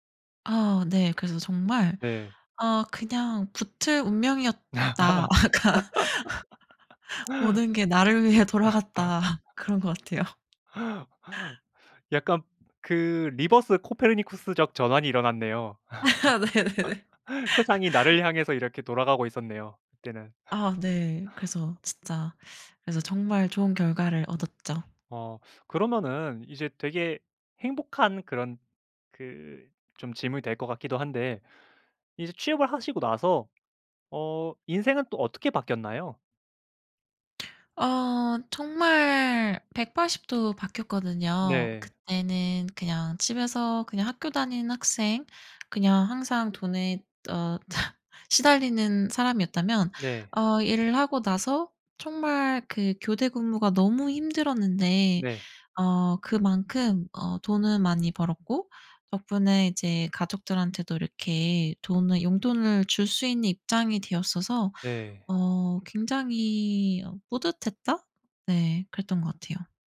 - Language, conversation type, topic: Korean, podcast, 인생에서 가장 큰 전환점은 언제였나요?
- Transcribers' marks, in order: other background noise; laugh; laugh; laughing while speaking: "그런 것 같아요"; laugh; laughing while speaking: "아 네네네"; laugh; laugh; tapping; laugh